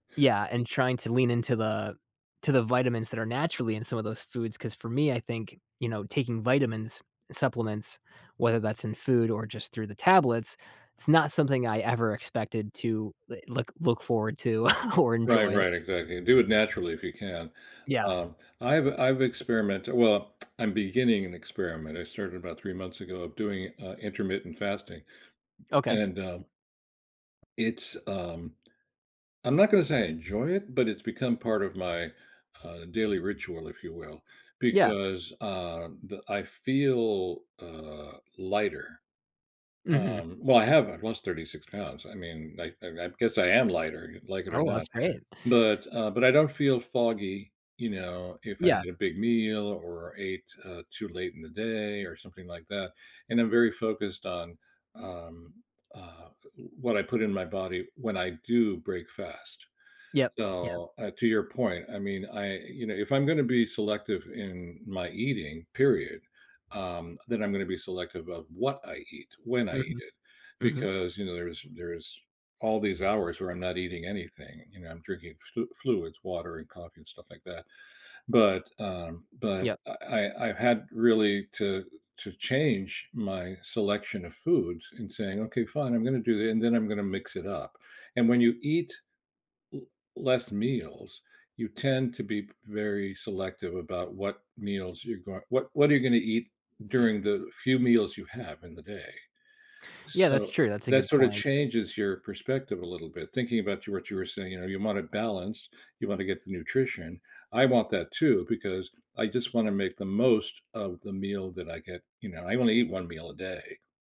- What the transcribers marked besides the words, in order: chuckle; laughing while speaking: "or"; lip smack; tapping; sniff
- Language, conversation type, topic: English, unstructured, What did you never expect to enjoy doing every day?